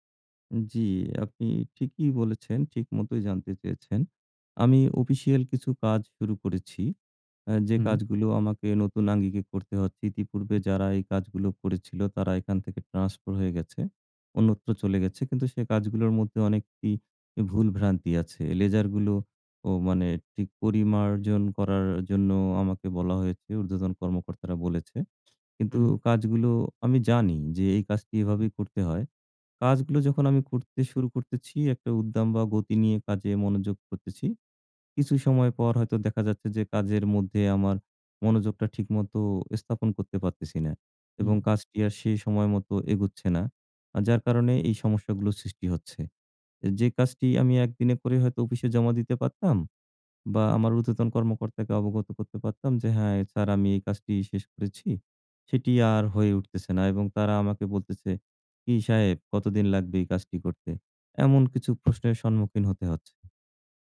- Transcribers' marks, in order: tapping
- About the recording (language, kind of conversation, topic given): Bengali, advice, কাজের সময় মনোযোগ ধরে রাখতে আপনার কি বারবার বিভ্রান্তি হয়?
- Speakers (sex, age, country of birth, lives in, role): male, 20-24, Bangladesh, Bangladesh, advisor; male, 40-44, Bangladesh, Bangladesh, user